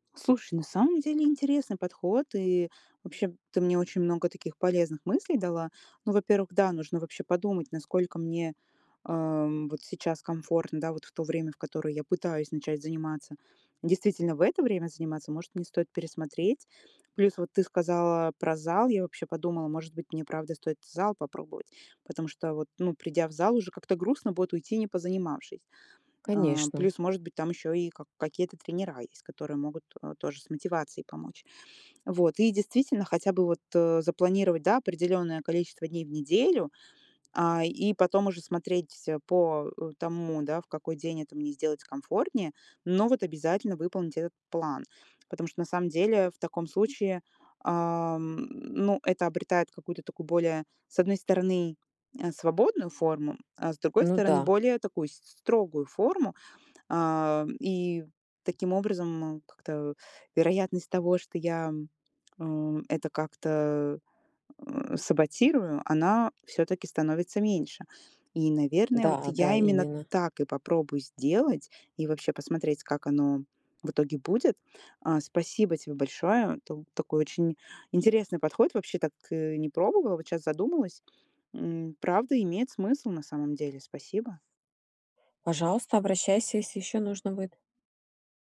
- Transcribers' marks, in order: tapping; stressed: "это"
- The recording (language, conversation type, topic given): Russian, advice, Как мне выработать привычку регулярно заниматься спортом без чрезмерных усилий?